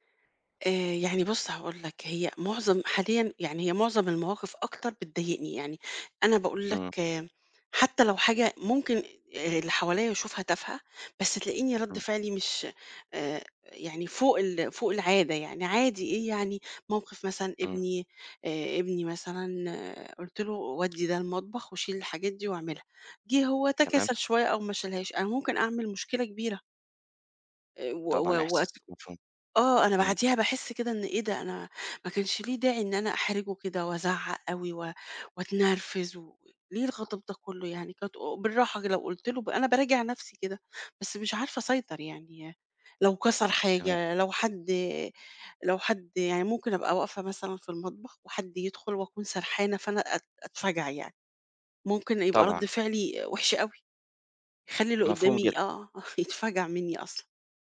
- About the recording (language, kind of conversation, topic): Arabic, advice, إزاي بتتعامل مع نوبات الغضب السريعة وردود الفعل المبالغ فيها عندك؟
- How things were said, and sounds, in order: tapping